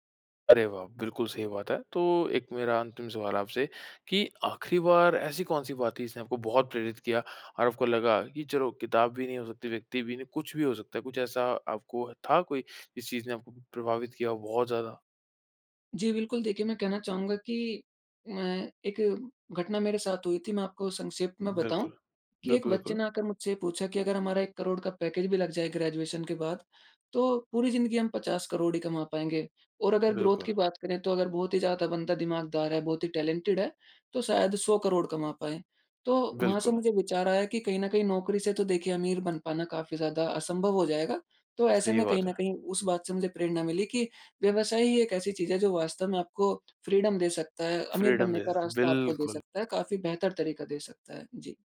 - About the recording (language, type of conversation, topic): Hindi, podcast, किस किताब या व्यक्ति ने आपकी सोच बदल दी?
- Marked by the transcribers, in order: in English: "ग्रोथ"; in English: "टैलेंटेड"; in English: "फ़्रीडम"; in English: "फ़्रीडम"